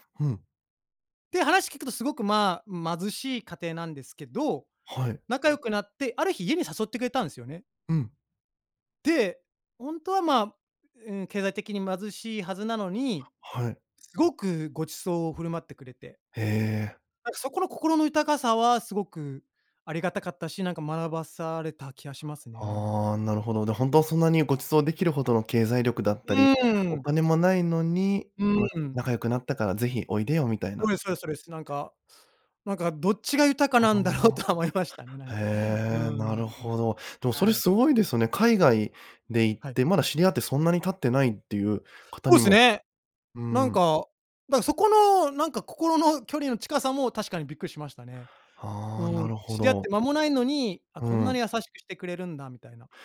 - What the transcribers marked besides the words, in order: other noise; laughing while speaking: "なんだろうとは思いましたね"
- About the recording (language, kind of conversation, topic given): Japanese, podcast, 一番心に残っている旅のエピソードはどんなものでしたか？